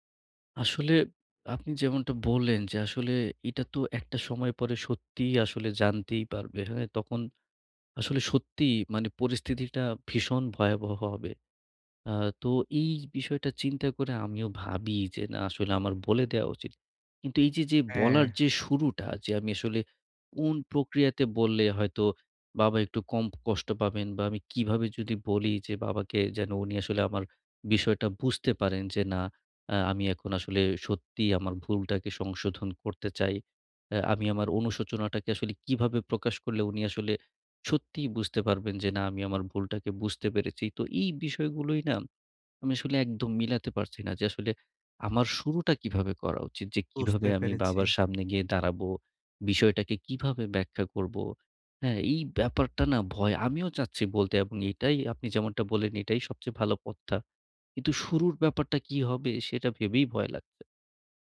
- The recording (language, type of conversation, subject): Bengali, advice, চোট বা ব্যর্থতার পর আপনি কীভাবে মানসিকভাবে ঘুরে দাঁড়িয়ে অনুপ্রেরণা বজায় রাখবেন?
- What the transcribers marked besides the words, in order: other background noise